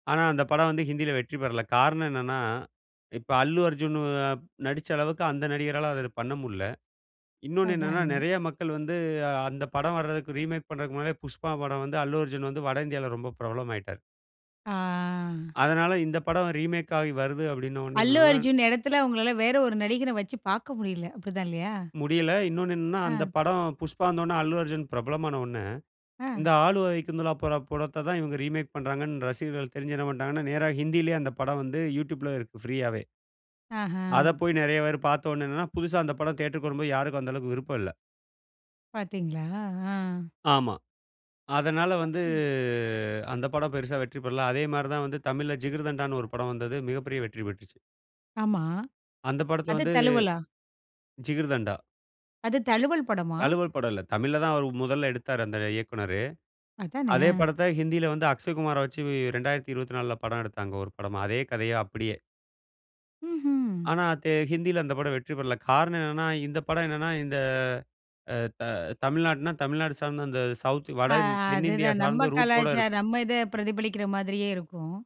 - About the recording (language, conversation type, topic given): Tamil, podcast, ரீமேக்குகள், சீக்வெல்களுக்கு நீங்கள் எவ்வளவு ஆதரவு தருவீர்கள்?
- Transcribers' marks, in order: other background noise; in English: "ரீமேக்"; drawn out: "ஆ"; in English: "ரீமேக்"; unintelligible speech; tapping; "ஆல வைகுந்தபுறமுலூ" said as "ஆலு வைகுந்தலா"; "பட- படத்த" said as "பொழ பொழத்த"; in English: "ரீமேக்"; drawn out: "வந்து"; unintelligible speech